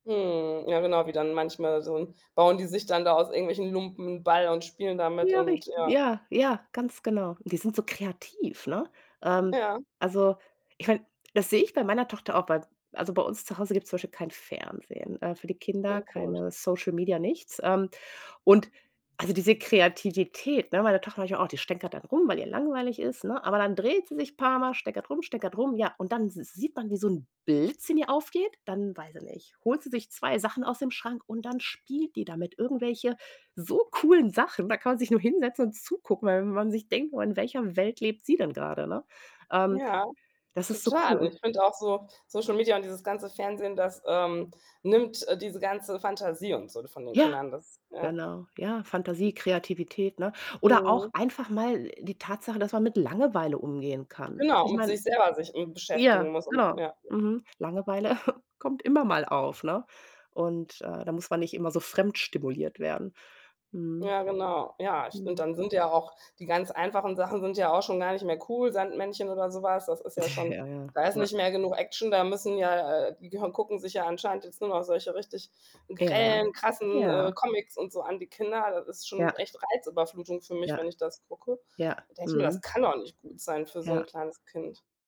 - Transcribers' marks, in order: stressed: "so"; other background noise; laughing while speaking: "Langeweile"; chuckle; tapping
- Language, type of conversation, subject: German, podcast, Welches Abenteuer wirst du nie vergessen?